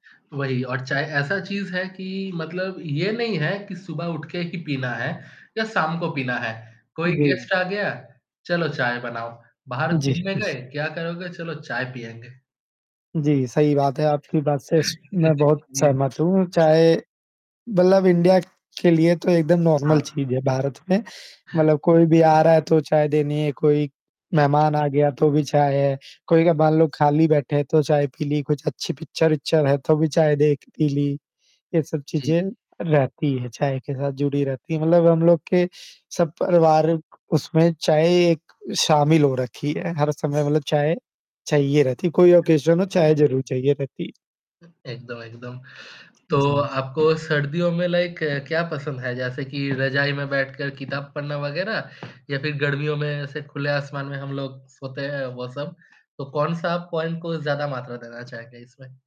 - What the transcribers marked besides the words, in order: static; distorted speech; in English: "गेस्ट"; laugh; laughing while speaking: "जी, जी। हाँ जी"; in English: "नॉर्मल"; other background noise; in English: "पिक्चर"; in English: "ओकेशन"; in English: "लाइक"; tapping; in English: "पॉइंट"
- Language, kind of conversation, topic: Hindi, unstructured, आपको सर्दियों की ठंडक पसंद है या गर्मियों की गर्मी?
- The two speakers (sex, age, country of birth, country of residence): male, 25-29, India, India; male, 25-29, India, India